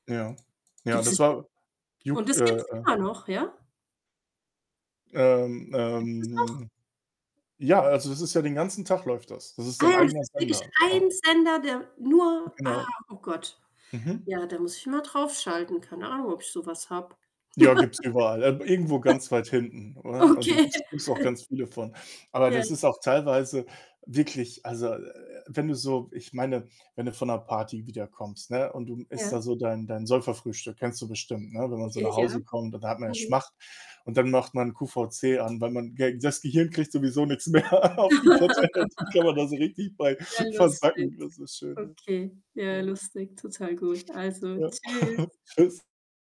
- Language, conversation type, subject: German, unstructured, Bevorzugen wir Reality-Fernsehen oder Dokumentarfilme?
- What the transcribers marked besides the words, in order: tapping; other background noise; distorted speech; static; chuckle; laughing while speaking: "Okay"; chuckle; other noise; laughing while speaking: "Ja"; chuckle; laughing while speaking: "mehr"; laugh; laughing while speaking: "Kette halt"; joyful: "und kann man da so richtig bei versacken"; chuckle